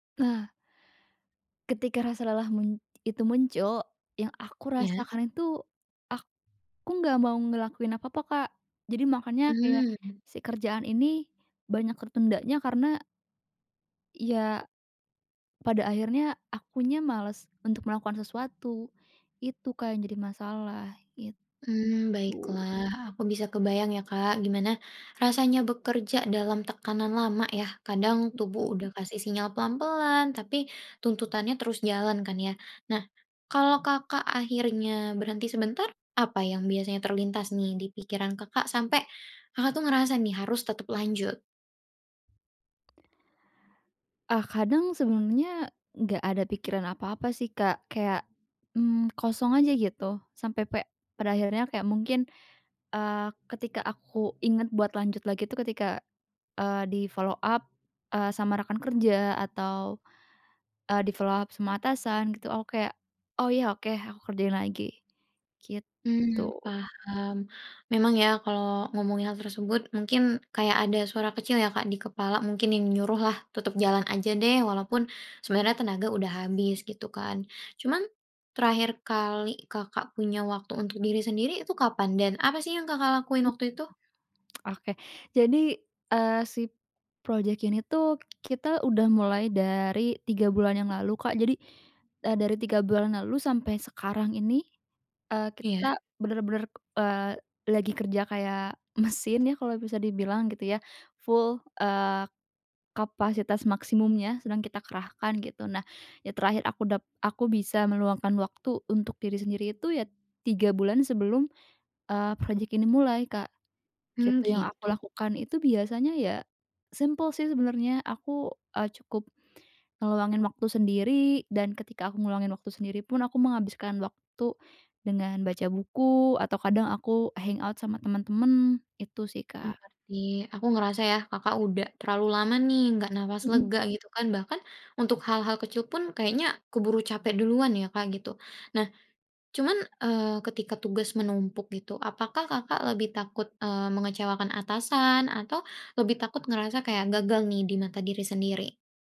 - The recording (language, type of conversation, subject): Indonesian, advice, Bagaimana cara berhenti menunda semua tugas saat saya merasa lelah dan bingung?
- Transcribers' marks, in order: tapping; other background noise; in English: "di-follow up"; in English: "di-follow up"; in English: "hang out"